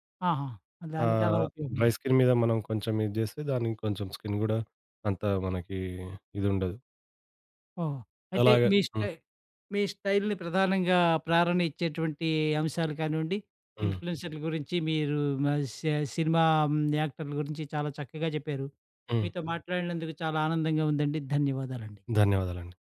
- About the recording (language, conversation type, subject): Telugu, podcast, నీ స్టైల్‌కు ప్రధానంగా ఎవరు ప్రేరణ ఇస్తారు?
- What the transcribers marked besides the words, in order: in English: "డ్రై స్కిన్"; in English: "స్కిన్"; in English: "స్టైల్‌ని"; other background noise; tapping